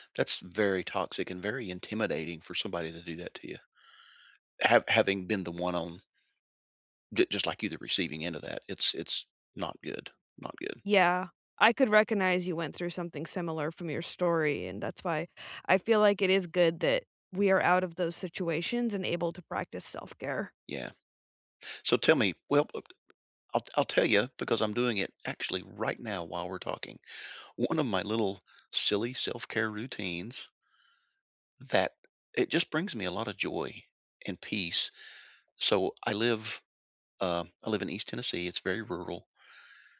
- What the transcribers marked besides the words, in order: none
- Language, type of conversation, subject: English, unstructured, How do you practice self-care in your daily routine?